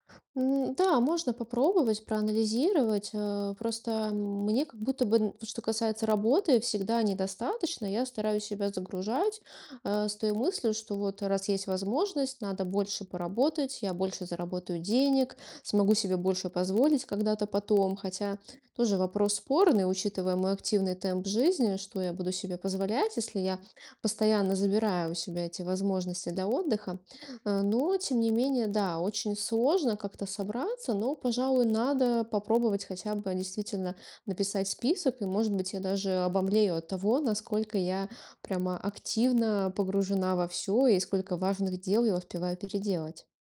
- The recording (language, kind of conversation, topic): Russian, advice, Как мне восстановить энергию с помощью простого и беззаботного отдыха?
- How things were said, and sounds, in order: distorted speech